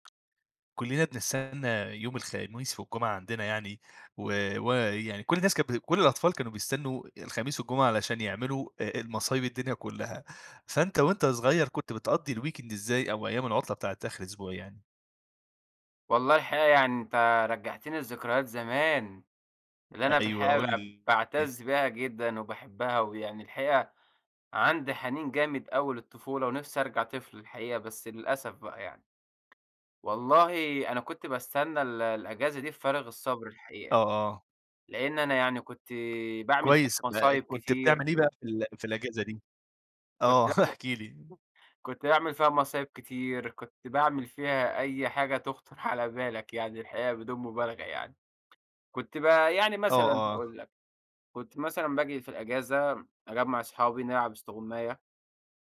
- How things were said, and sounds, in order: tapping; in English: "الweekend"; laugh; other background noise
- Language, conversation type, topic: Arabic, podcast, إزاي كان بيبقى شكل يوم العطلة عندك وإنت صغير؟